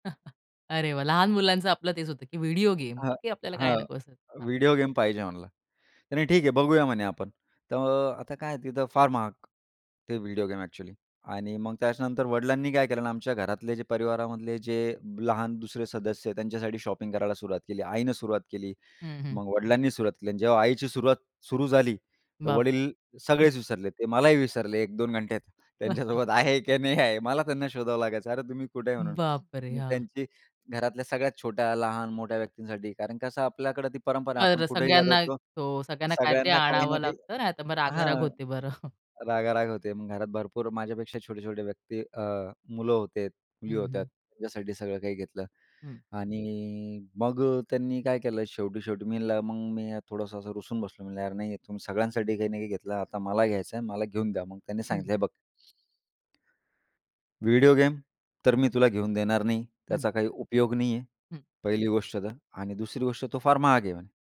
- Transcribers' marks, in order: chuckle; other background noise; chuckle; laughing while speaking: "त्यांच्यासोबत आहे की नाही आहे … कुठे आहे म्हणून?"; chuckle
- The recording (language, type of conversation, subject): Marathi, podcast, तुमच्या लहानपणीच्या सुट्ट्यांमधल्या कोणत्या आठवणी तुम्हाला खास वाटतात?